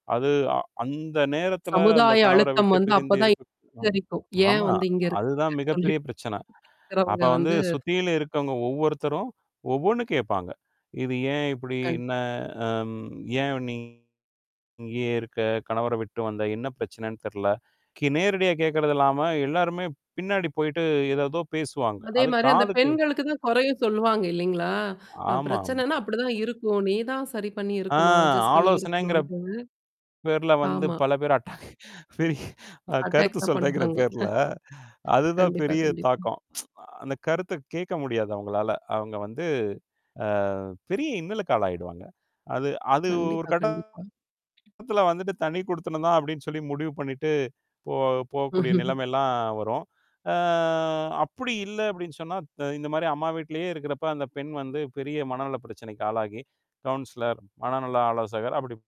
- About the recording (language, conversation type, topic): Tamil, podcast, எந்த சூழ்நிலைகளில் மனநல மருத்துவரைச் சந்திக்க பரிந்துரைப்பீர்கள்?
- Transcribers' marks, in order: other background noise; unintelligible speech; distorted speech; unintelligible speech; unintelligible speech; other noise; in English: "அட்ஜஸ்ட்"; unintelligible speech; laughing while speaking: "அ கருத்து சொல்றேங்குற பேர்ல"; unintelligible speech; in English: "அட்டாக்"; tsk; laughing while speaking: "பண்ணுவாங்க. ஹ"; drawn out: "அ"; chuckle; in English: "கவுன்சிலர்"